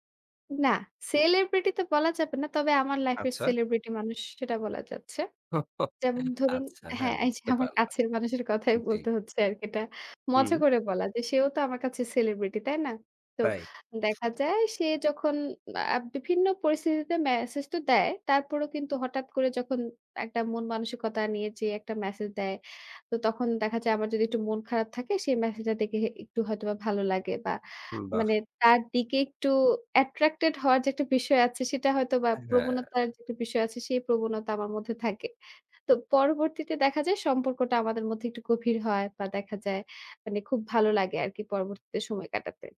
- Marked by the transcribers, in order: chuckle; laughing while speaking: "এইযে আমার কাছের মানুষের কথাই বলতে হচ্ছে আরকি এটা"; other background noise; in English: "অ্যাট্রাক্টেড"
- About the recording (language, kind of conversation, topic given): Bengali, podcast, হঠাৎ কোনো অনলাইন বার্তা কি কখনও আপনার জীবন বদলে দিয়েছে?